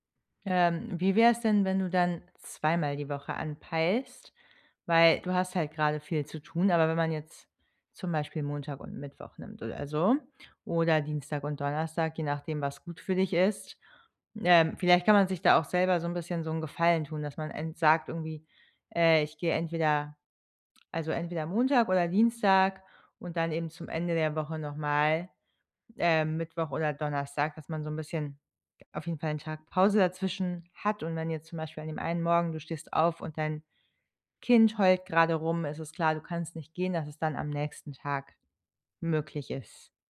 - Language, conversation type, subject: German, advice, Wie bleibe ich motiviert, wenn ich kaum Zeit habe?
- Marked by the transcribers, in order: none